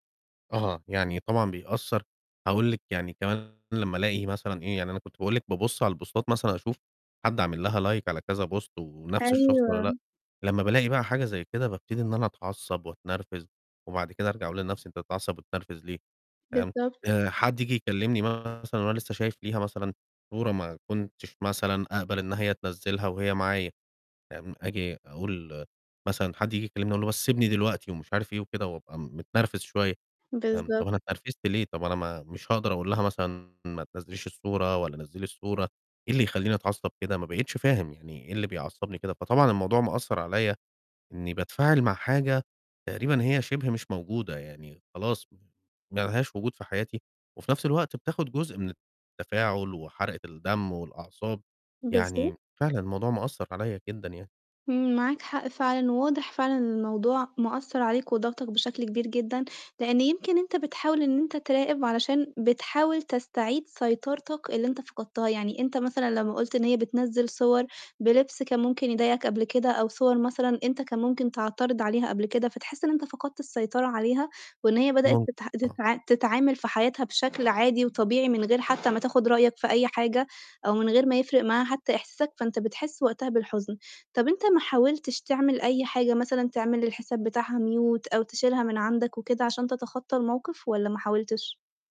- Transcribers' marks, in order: distorted speech; in English: "البوستات"; in English: "لايك"; in English: "بوست"; tapping; other background noise; in English: "mute"
- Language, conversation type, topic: Arabic, advice, ليه بتراقب حساب حبيبك السابق على السوشيال ميديا؟